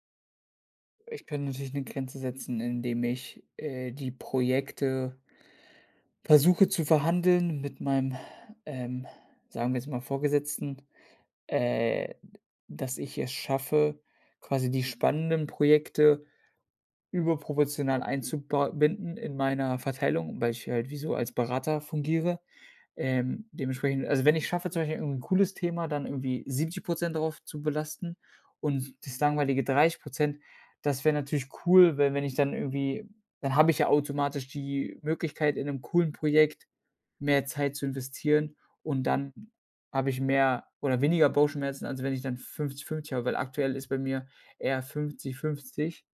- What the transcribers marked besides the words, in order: other background noise
- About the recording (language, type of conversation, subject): German, advice, Wie kann ich mit Prüfungs- oder Leistungsangst vor einem wichtigen Termin umgehen?